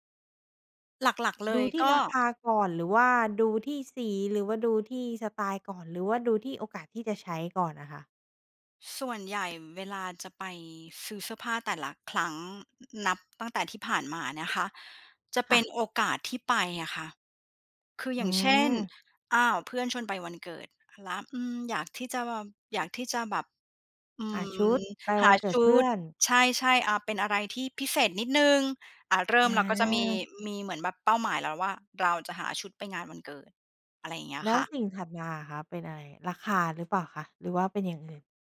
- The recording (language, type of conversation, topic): Thai, podcast, ชอบแต่งตัวตามเทรนด์หรือคงสไตล์ตัวเอง?
- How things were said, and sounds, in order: other background noise